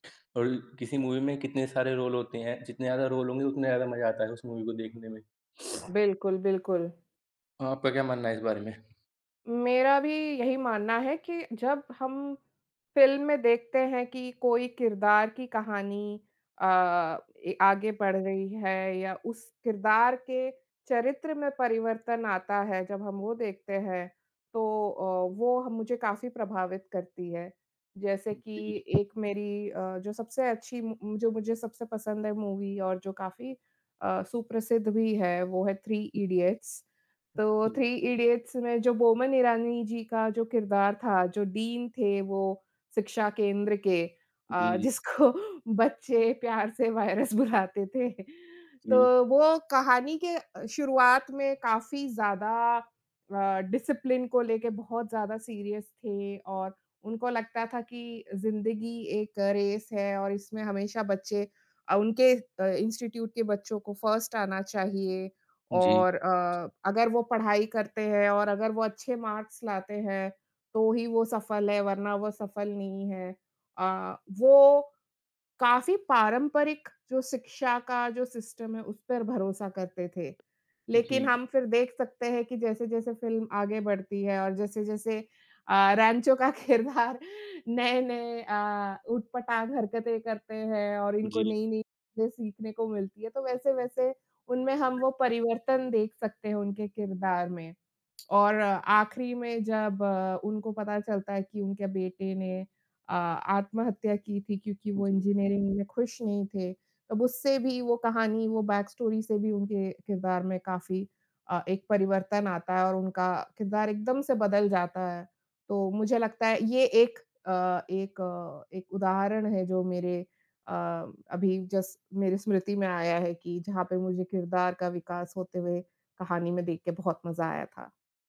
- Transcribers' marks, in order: in English: "मूवी"; in English: "रोल"; in English: "रोल"; in English: "मूवी"; sniff; tapping; other background noise; in English: "मूवी"; laughing while speaking: "जिसको बच्चे प्यार से वायरस बुलाते थे"; in English: "डिसिप्लिन"; in English: "सीरियस"; in English: "रेस"; in English: "इंस्टीट्यूट"; in English: "फर्स्ट"; in English: "मार्क्स"; in English: "सिस्टम"; laughing while speaking: "किरदार नए-नए"; in English: "बैक स्टोरी"; in English: "जस्ट"
- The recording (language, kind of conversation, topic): Hindi, unstructured, क्या फिल्म के किरदारों का विकास कहानी को बेहतर बनाता है?
- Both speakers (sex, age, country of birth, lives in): female, 35-39, India, India; male, 20-24, India, India